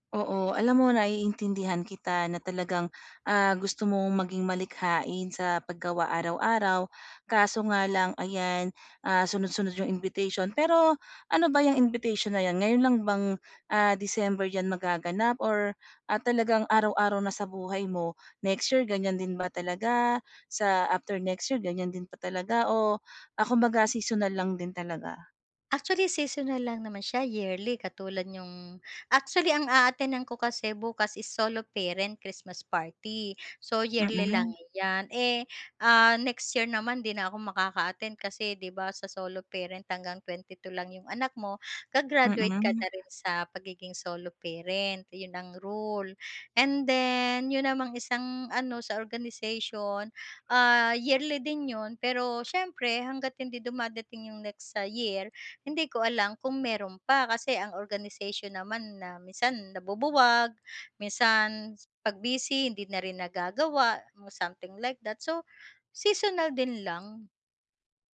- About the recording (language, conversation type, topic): Filipino, advice, Paano ako makakapaglaan ng oras araw-araw para sa malikhaing gawain?
- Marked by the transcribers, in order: other background noise